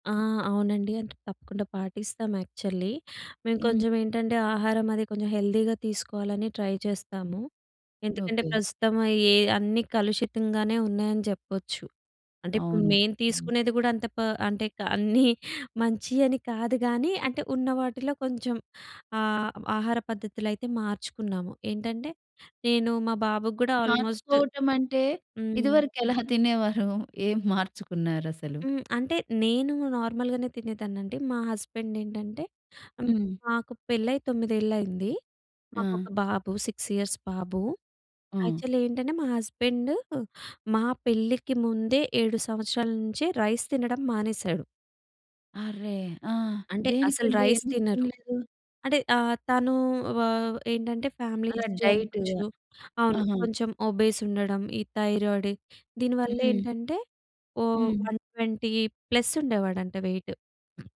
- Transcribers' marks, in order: tapping; in English: "యాక్చల్లీ"; in English: "హెల్దీగా"; in English: "ట్రై"; other noise; laughing while speaking: "అన్నీ"; other background noise; in English: "ఆల్‌మోస్ట్"; in English: "నార్మల్‌గానే"; in English: "సిక్స్ ఇయర్స్"; in English: "యాక్చల్లీ"; in English: "రైస్"; in English: "రైస్"; in English: "ఫ్యామిలీ హిస్టరీ"; in English: "డైట్‌గా"; in English: "వన్ ట్వెంటీ"; in English: "వెయిట్"
- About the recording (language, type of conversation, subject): Telugu, podcast, కుటుంబంతో కలిసి ఆరోగ్యకరమైన దినచర్యను ఎలా ఏర్పాటు చేసుకుంటారు?